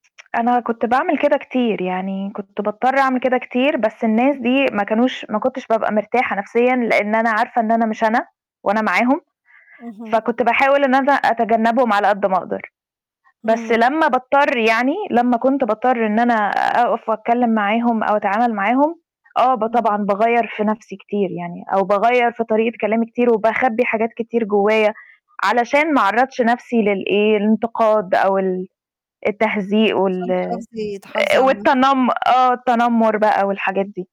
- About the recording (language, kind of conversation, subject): Arabic, unstructured, إيه اللي بيخليك تحس إنك على طبيعتك أكتر؟
- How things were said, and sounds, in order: static; other noise; other background noise; distorted speech